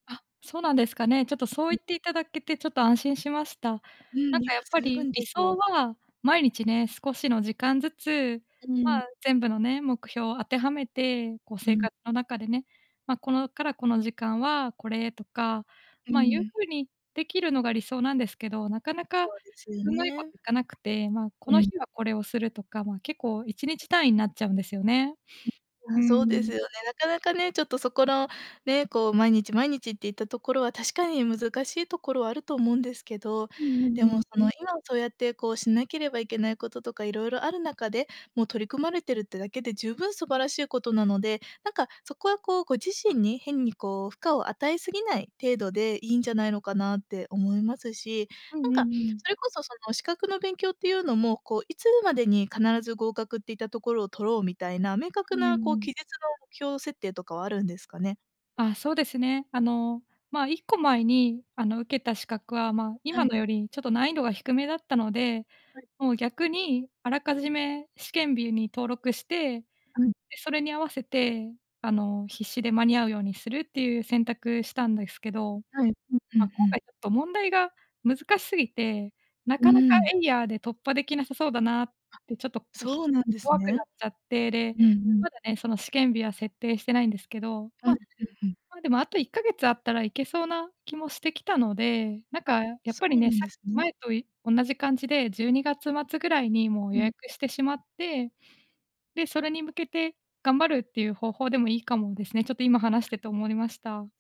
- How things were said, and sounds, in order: other background noise
- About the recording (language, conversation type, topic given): Japanese, advice, 複数の目標があって優先順位をつけられず、混乱してしまうのはなぜですか？